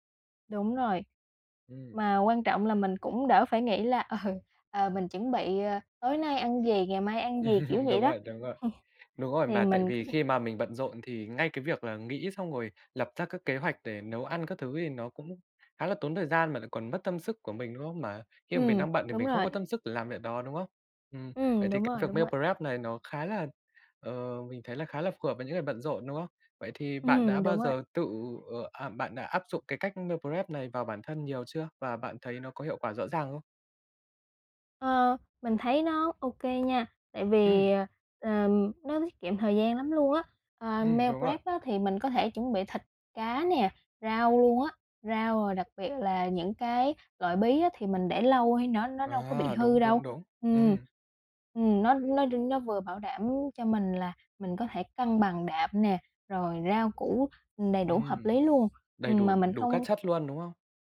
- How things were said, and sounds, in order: laughing while speaking: "Ờ"; laugh; other background noise; laugh; in English: "meal prep"; in English: "meal prep"; tapping; in English: "meo rép"; "meal prep" said as "meo rép"
- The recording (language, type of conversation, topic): Vietnamese, podcast, Làm sao để cân bằng chế độ ăn uống khi bạn bận rộn?